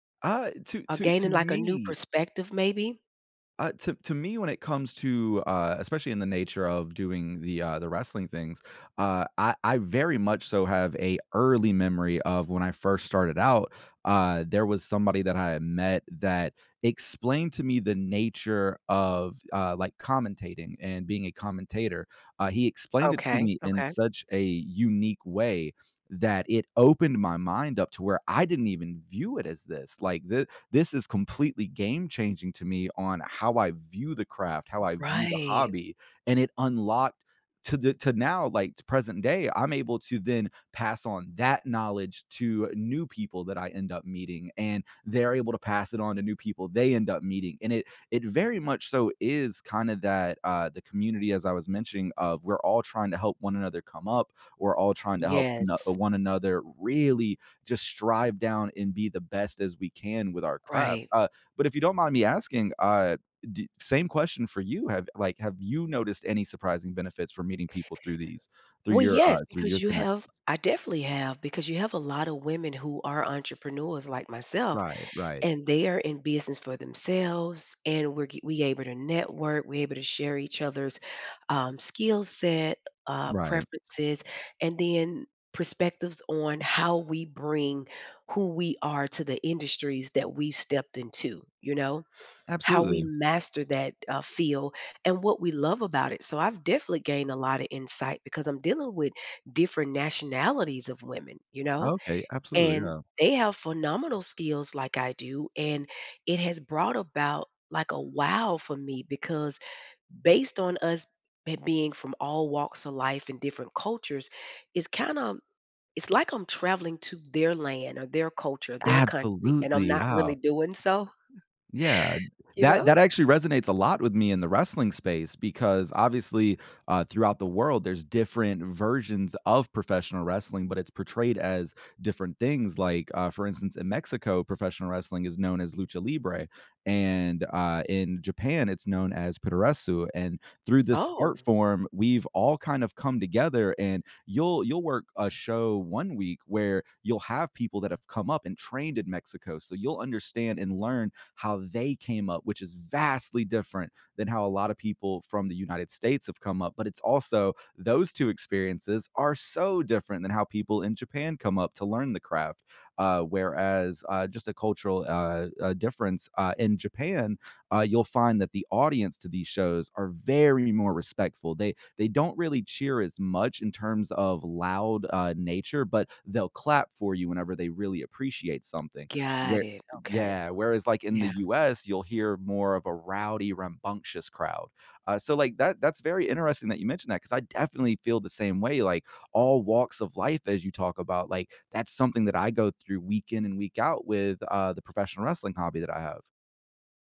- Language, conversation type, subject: English, unstructured, Have you ever found a hobby that connected you with new people?
- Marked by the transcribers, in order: other background noise; stressed: "that"; stressed: "really"; tapping; stressed: "you"; chuckle; "puroresu" said as "puderesu"; stressed: "vastly"; stressed: "very"